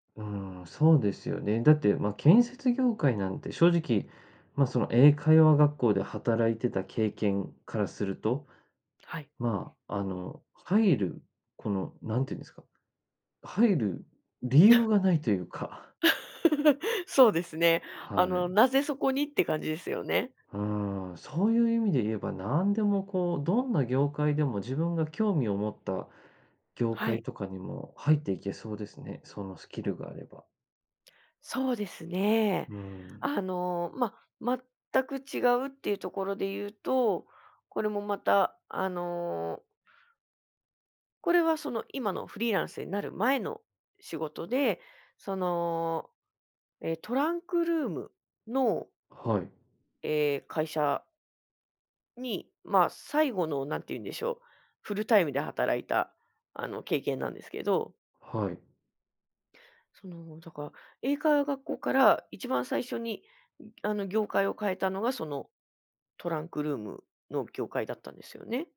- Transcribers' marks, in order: chuckle; laugh
- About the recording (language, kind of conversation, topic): Japanese, podcast, スキルを他の業界でどのように活かせますか？